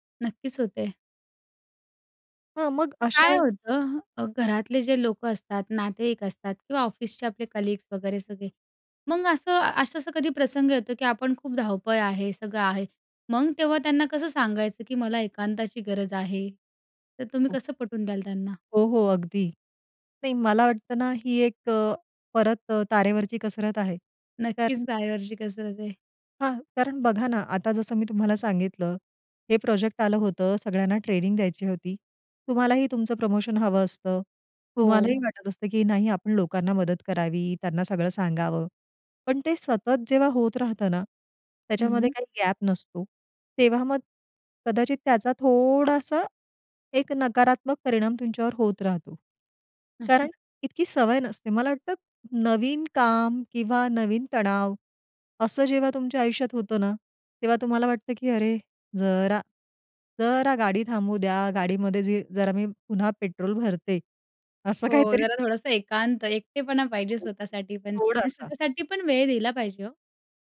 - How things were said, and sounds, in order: in English: "कलीग्स"; tapping; other background noise; laughing while speaking: "असं काहीतरी"
- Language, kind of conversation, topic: Marathi, podcast, कधी एकांत गरजेचा असतो असं तुला का वाटतं?
- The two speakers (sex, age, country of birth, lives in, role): female, 20-24, India, India, host; female, 40-44, India, India, guest